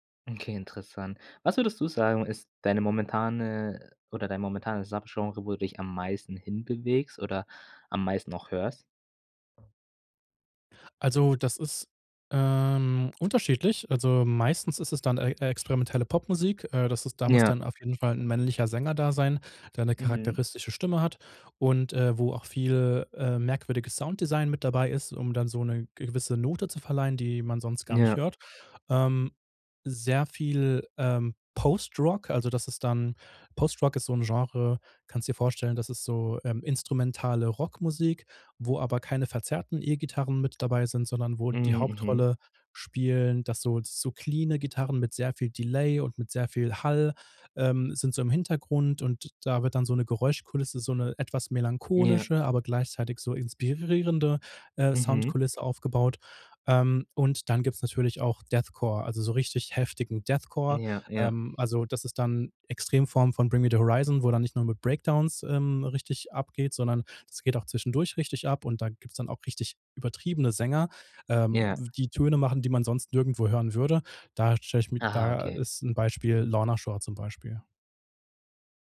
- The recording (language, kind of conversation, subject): German, podcast, Was macht ein Lied typisch für eine Kultur?
- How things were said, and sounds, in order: other background noise; in English: "cleane"; in English: "Delay"; in English: "Breakdowns"